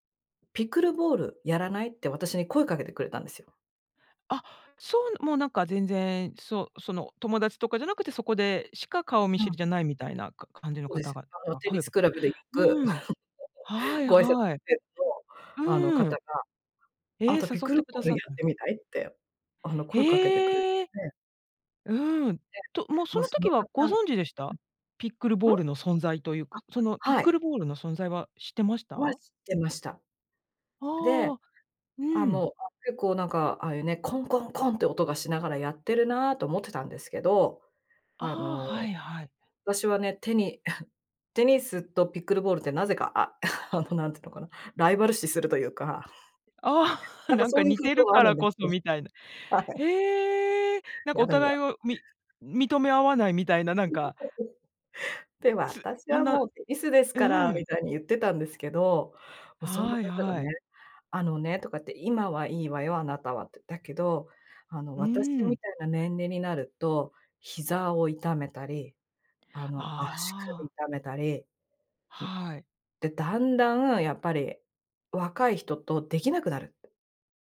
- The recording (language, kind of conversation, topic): Japanese, podcast, 最近ハマっている遊びや、夢中になっている創作活動は何ですか？
- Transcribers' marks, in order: chuckle; unintelligible speech; unintelligible speech; chuckle; laughing while speaking: "あのなんていうのかな"; chuckle; laughing while speaking: "はい"; laugh